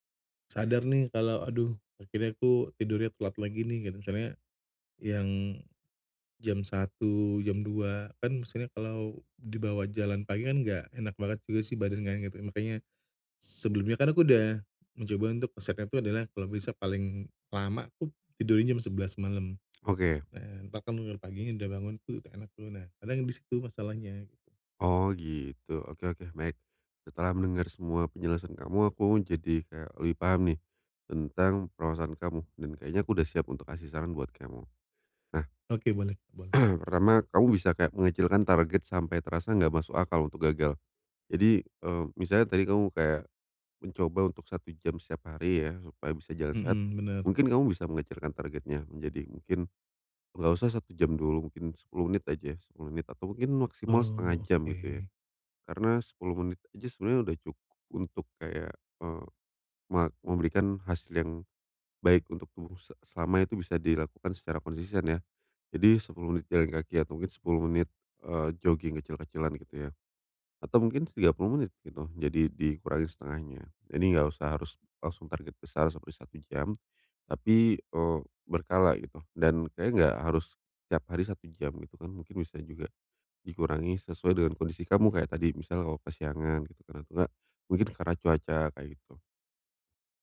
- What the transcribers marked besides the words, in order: other background noise; throat clearing
- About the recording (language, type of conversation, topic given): Indonesian, advice, Bagaimana cara memulai dengan langkah kecil setiap hari agar bisa konsisten?